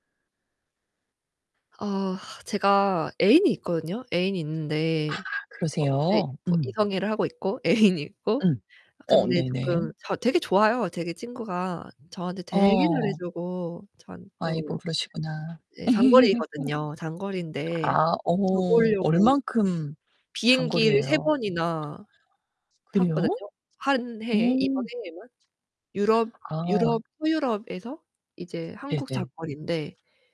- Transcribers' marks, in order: tapping; distorted speech; laughing while speaking: "애인이"; other background noise; giggle
- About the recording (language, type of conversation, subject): Korean, advice, 이별을 고민하고 있지만 아직 마음이 정리되지 않았을 때 어떻게 하면 좋을까요?